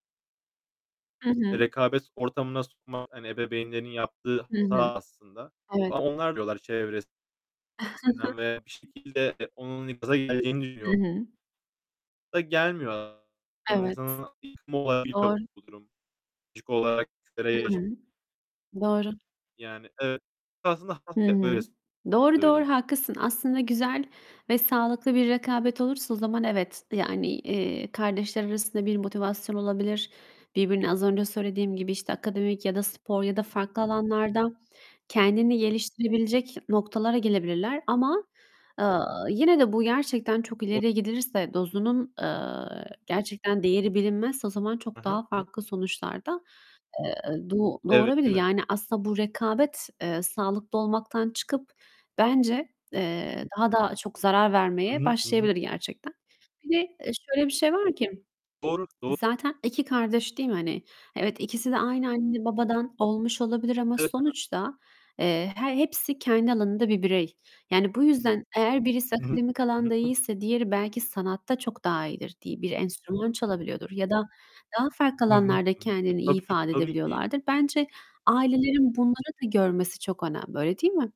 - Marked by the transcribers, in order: distorted speech; chuckle; unintelligible speech; unintelligible speech; tapping; unintelligible speech; other background noise; other noise; static; unintelligible speech
- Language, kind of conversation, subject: Turkish, unstructured, Kardeşler arasındaki rekabet sağlıklı mı?